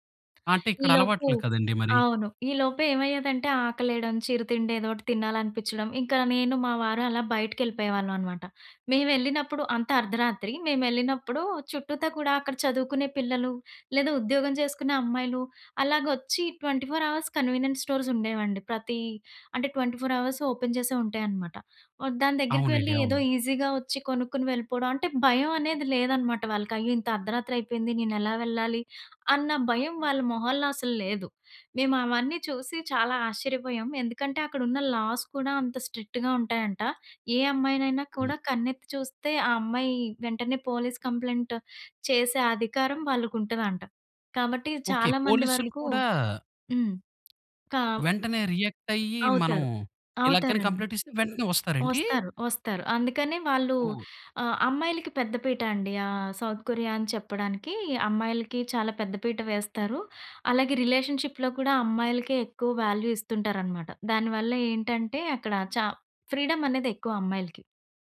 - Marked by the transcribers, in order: in English: "ట్వెంటీ ఫోర్ అవర్స్ కన్వీనియన్స్ స్టోర్స్"; in English: "ట్వెంటీ ఫోర్"; in English: "ఓపెన్"; in English: "ఈసీగా"; in English: "లాస్"; in English: "స్ట్రిక్ట్‌గా"; in English: "పోలీస్ కంప్లెయింట్"; in English: "రియాక్ట్"; tapping; other background noise; in English: "కంప్లీట్"; in English: "రిలేషన్‌షిప్‌లో"; in English: "వాల్యూ"
- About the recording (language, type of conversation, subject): Telugu, podcast, పెళ్లి, ఉద్యోగం లేదా స్థలాంతరం వంటి జీవిత మార్పులు మీ అంతర్మనసుపై ఎలా ప్రభావం చూపించాయి?